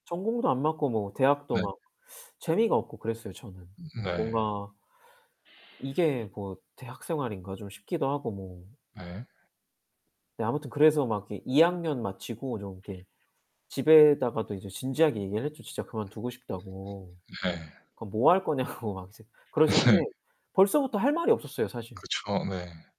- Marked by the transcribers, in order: static; distorted speech; other background noise; tapping; laughing while speaking: "거냐고"; laughing while speaking: "네"
- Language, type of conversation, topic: Korean, unstructured, 포기하고 싶을 때 어떻게 마음을 다잡고 이겨내시나요?